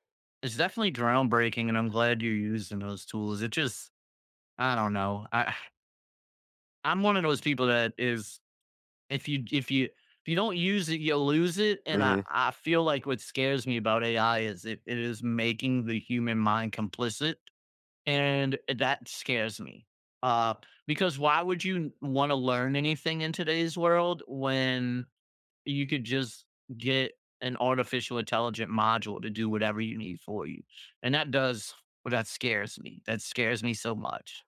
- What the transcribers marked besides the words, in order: other background noise; scoff; tapping
- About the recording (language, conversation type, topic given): English, unstructured, How can I let my hobbies sneak into ordinary afternoons?